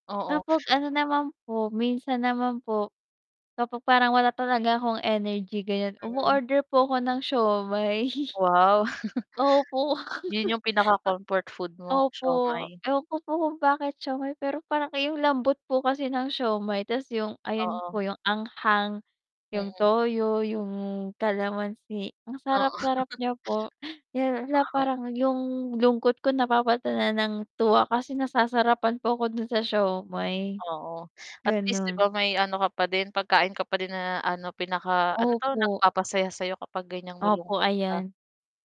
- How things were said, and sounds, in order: static; chuckle; laugh; laugh; unintelligible speech; tapping
- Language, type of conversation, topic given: Filipino, unstructured, Ano ang karaniwan mong ginagawa kapag nakakaramdam ka ng lungkot?